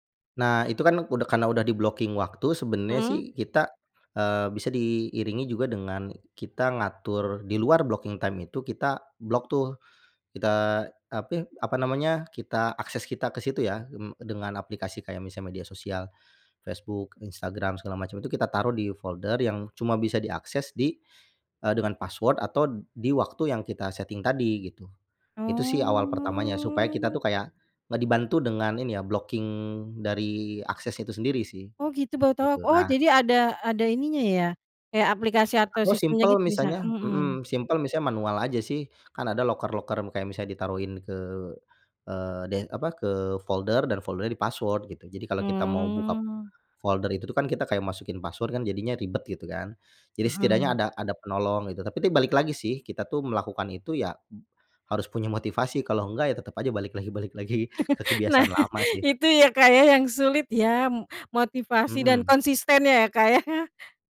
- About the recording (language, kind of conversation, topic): Indonesian, podcast, Apa cara kamu membatasi waktu layar agar tidak kecanduan gawai?
- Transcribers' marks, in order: "udah" said as "kudek"; in English: "di-blocking"; in English: "blocking time"; in English: "block"; in English: "setting"; drawn out: "Oh"; in English: "blocking"; chuckle; laughing while speaking: "Nah"; chuckle; chuckle